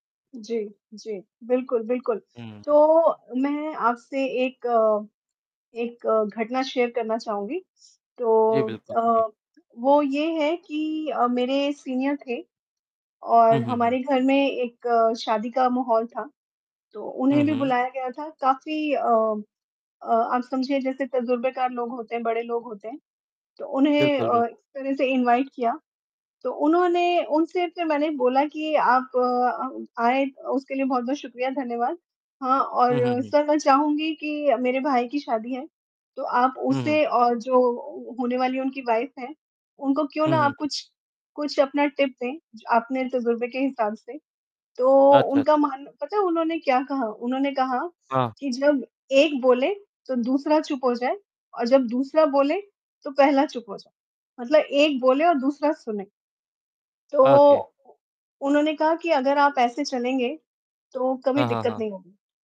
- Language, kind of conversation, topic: Hindi, unstructured, क्या आपको लगता है कि गलतियों से सीखना ज़रूरी है?
- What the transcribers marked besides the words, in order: static; in English: "शेयर"; distorted speech; in English: "इनवाइट"; tapping; in English: "वाइफ"; in English: "टिप"; other background noise; in English: "ओके"